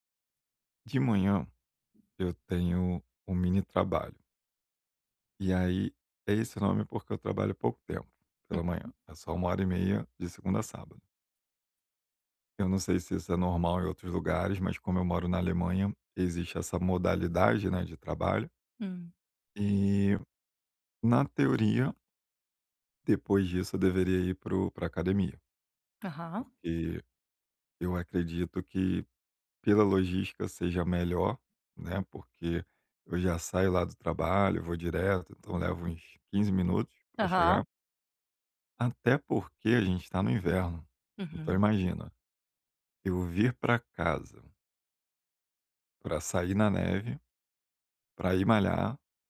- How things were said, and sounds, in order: tapping
- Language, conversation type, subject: Portuguese, advice, Como posso criar uma rotina calma para descansar em casa?